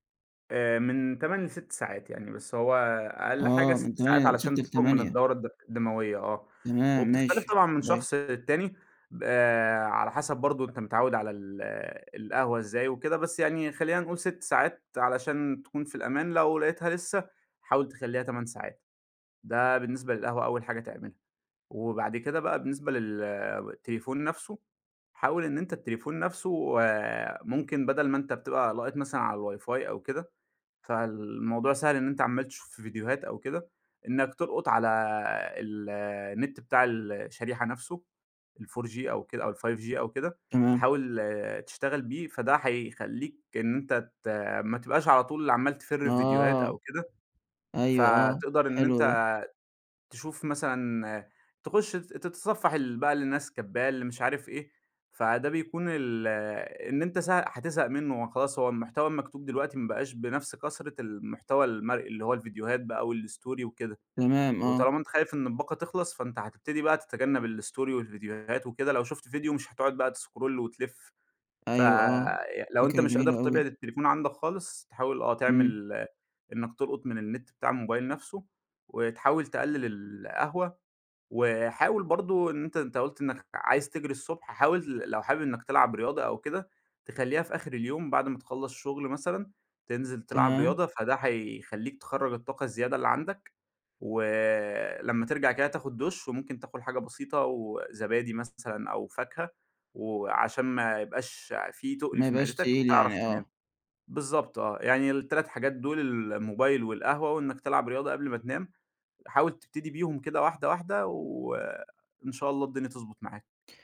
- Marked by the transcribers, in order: tapping; in English: "الWIFI"; in English: "ال4G"; in English: "ال5G"; in English: "الStory"; in English: "الStory"; in English: "تسكرول"
- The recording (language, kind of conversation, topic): Arabic, advice, إزاي أقدر ألتزم بميعاد نوم وصحيان ثابت كل يوم؟